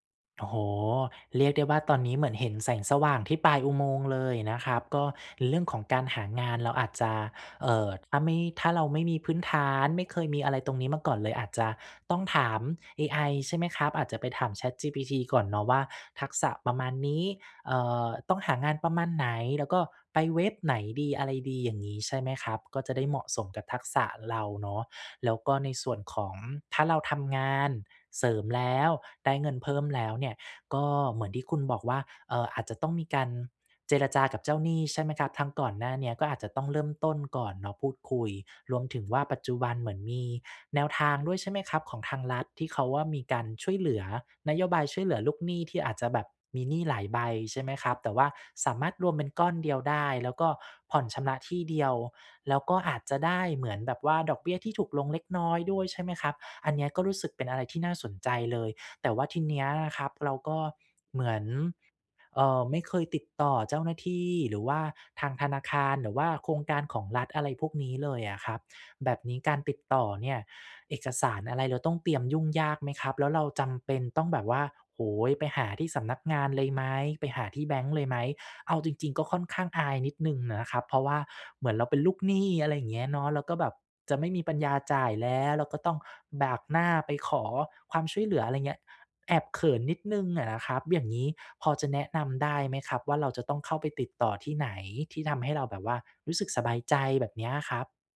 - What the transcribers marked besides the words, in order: in English: "AI"
- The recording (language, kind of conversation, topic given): Thai, advice, ฉันควรจัดงบรายเดือนอย่างไรเพื่อให้ลดหนี้ได้อย่างต่อเนื่อง?